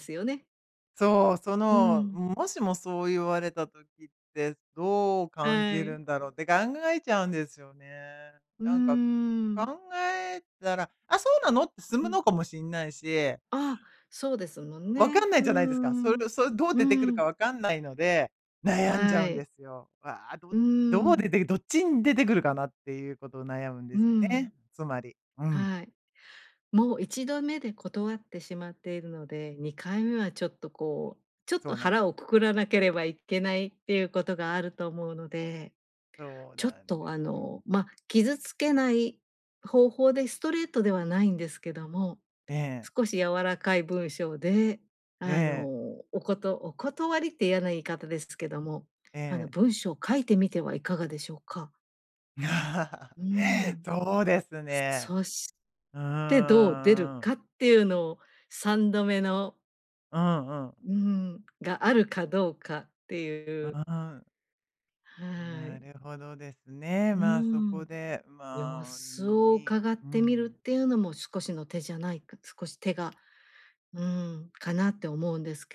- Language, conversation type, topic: Japanese, advice, グループのノリに馴染めないときはどうすればいいですか？
- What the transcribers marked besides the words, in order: laughing while speaking: "いや"; laugh; other background noise